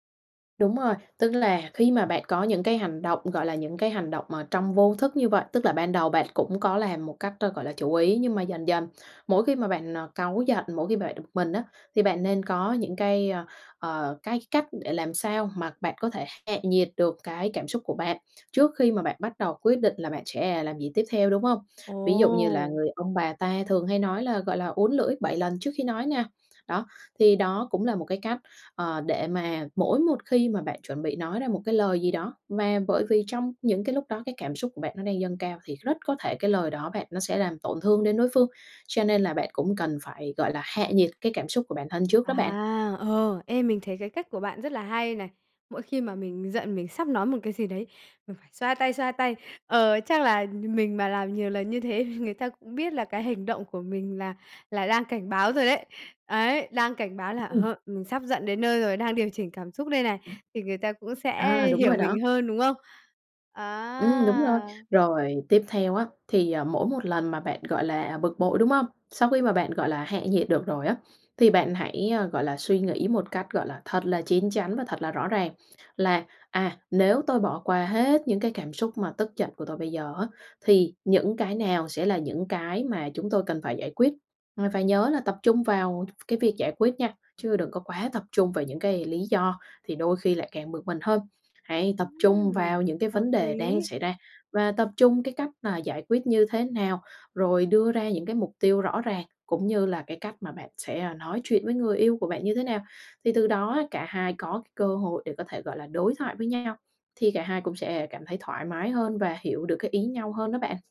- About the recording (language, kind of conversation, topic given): Vietnamese, advice, Làm sao xử lý khi bạn cảm thấy bực mình nhưng không muốn phản kháng ngay lúc đó?
- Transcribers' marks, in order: tapping; other background noise; laughing while speaking: "thì"; drawn out: "À!"